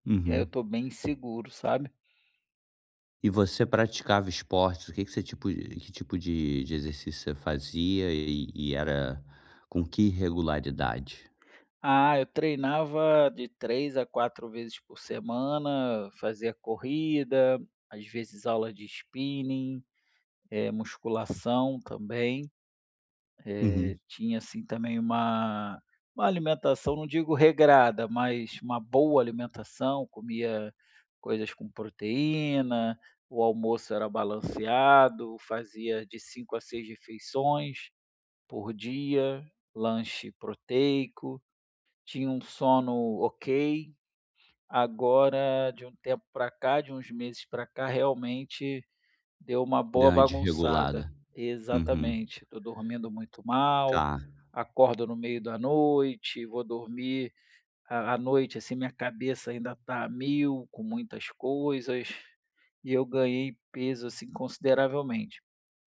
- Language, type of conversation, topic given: Portuguese, advice, Como posso manter uma rotina consistente todos os dias?
- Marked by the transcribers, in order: tapping